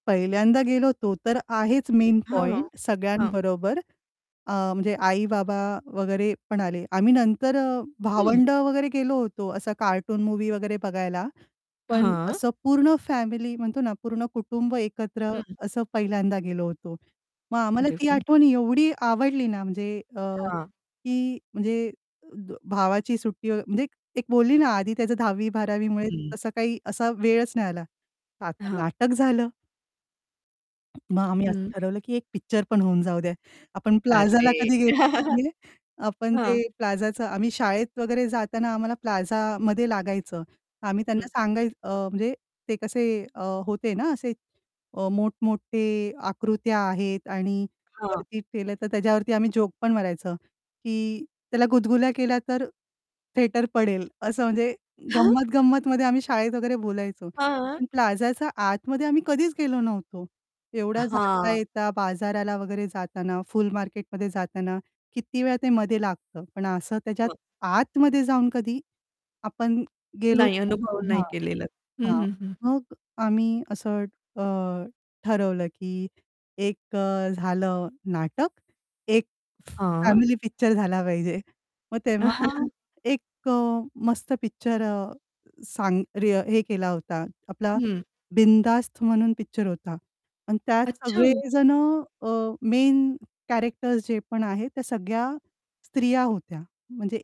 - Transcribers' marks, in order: in English: "मेन"; mechanical hum; distorted speech; laugh; unintelligible speech; in English: "थिएटर"; laughing while speaking: "झाला पाहिजे"; chuckle; in English: "मेन कॅरेक्टर्स"
- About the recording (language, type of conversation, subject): Marathi, podcast, तुम्ही तुमच्या कौटुंबिक आठवणीतला एखादा किस्सा सांगाल का?